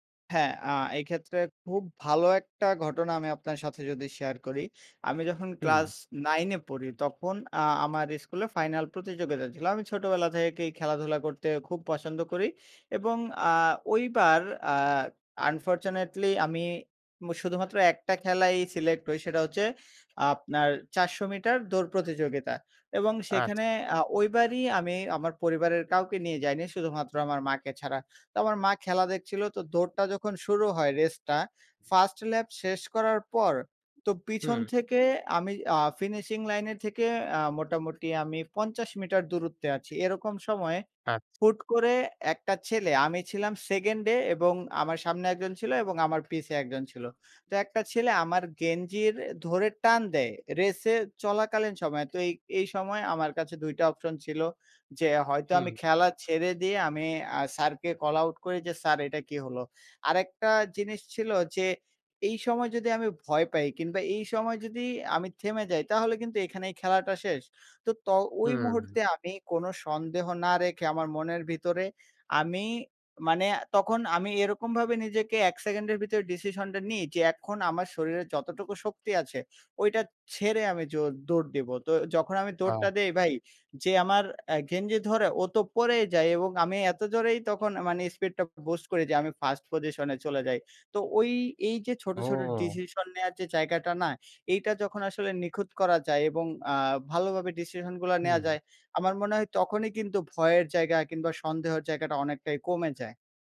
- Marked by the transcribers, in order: in English: "আনফরচুনেটলি"; in English: "কল আউট"
- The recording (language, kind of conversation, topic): Bengali, podcast, তুমি কীভাবে নিজের ভয় বা সন্দেহ কাটাও?